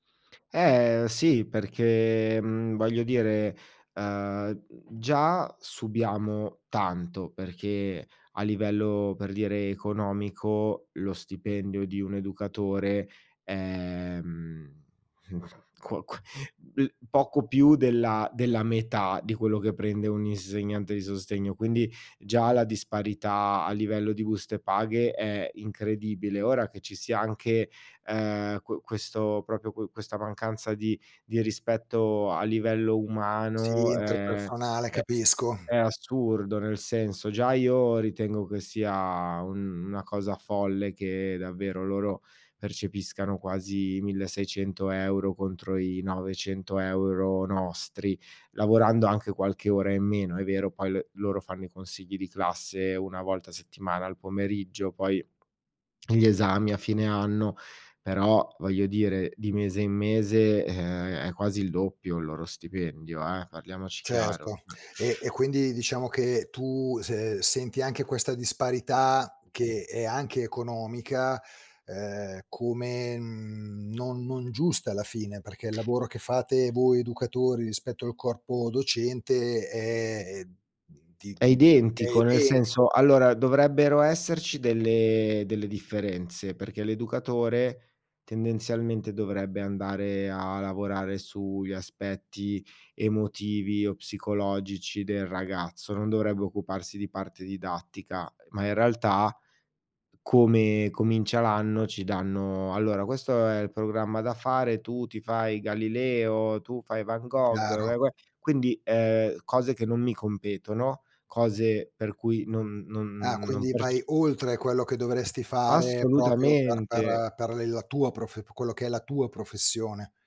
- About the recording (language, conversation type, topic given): Italian, advice, Come ti senti quando vieni ignorato nelle conversazioni di gruppo in contesti sociali?
- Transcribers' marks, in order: other background noise; scoff; "cioè" said as "ceh"; tapping; "proprio" said as "propio"